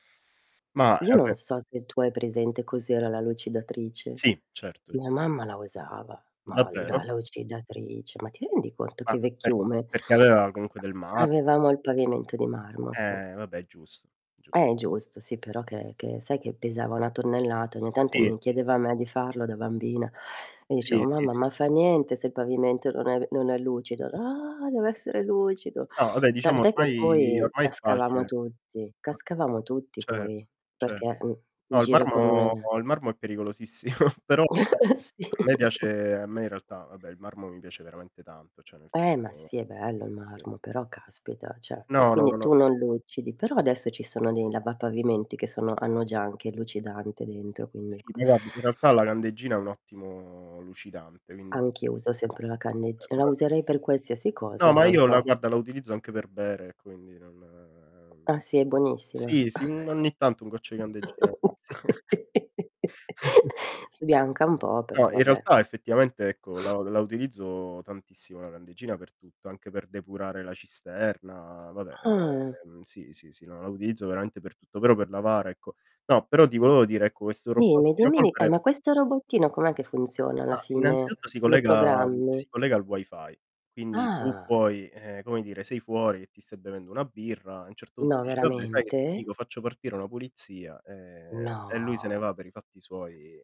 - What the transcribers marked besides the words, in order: static; other background noise; background speech; stressed: "lucidatrice"; tapping; distorted speech; "dicevo" said as "cevo"; put-on voice: "Ah, deve essere lucido"; "vabbè" said as "abbè"; unintelligible speech; laughing while speaking: "pericolosissimo"; unintelligible speech; chuckle; laughing while speaking: "Sì"; "cioè" said as "ceh"; unintelligible speech; drawn out: "non"; chuckle; laughing while speaking: "Sì"; unintelligible speech; chuckle; sniff; drawn out: "Ah"; "volevo" said as "voevo"; drawn out: "Ah"; drawn out: "No"
- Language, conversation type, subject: Italian, unstructured, Qual è il gadget tecnologico che ti ha reso più felice?